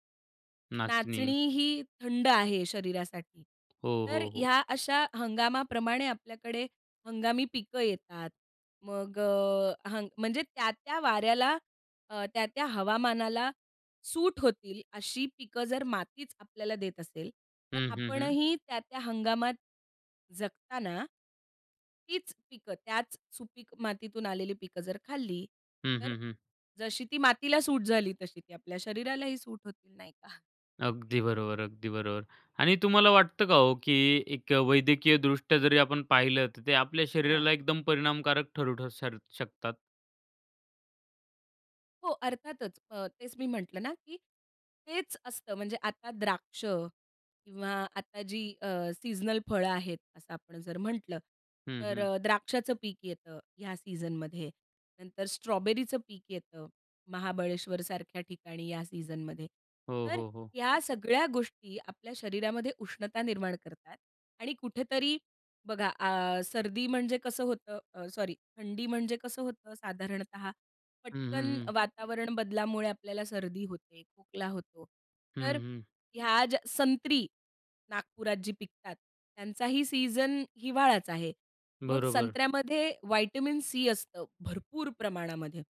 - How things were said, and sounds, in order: other background noise; in English: "व्हिटॅमिन सी"
- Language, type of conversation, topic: Marathi, podcast, हंगामी पिकं खाल्ल्याने तुम्हाला कोणते फायदे मिळतात?